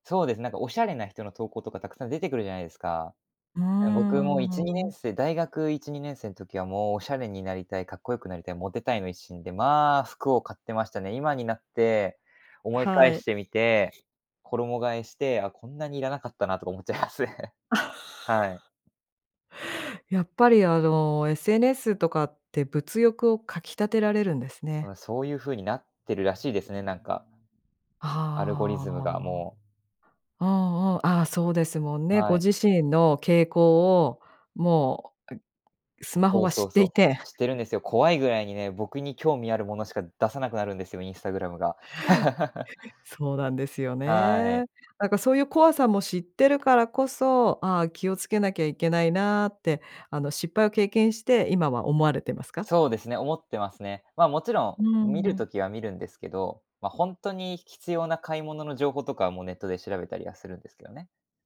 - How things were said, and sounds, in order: other background noise; laughing while speaking: "思っちゃいますね"; laugh; laugh
- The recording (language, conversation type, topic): Japanese, podcast, 毎日のスマホの使い方で、特に気をつけていることは何ですか？